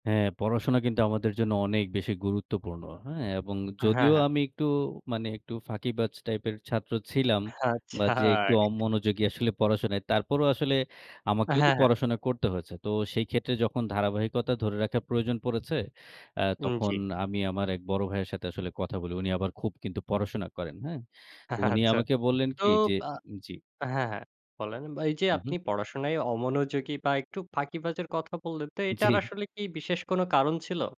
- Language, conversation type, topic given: Bengali, podcast, পড়াশোনায় ধারাবাহিকতা কীভাবে বজায় রাখা যায়?
- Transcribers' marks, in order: laughing while speaking: "আচ্ছা"; laughing while speaking: "আচ্ছা"; laughing while speaking: "জ্বি"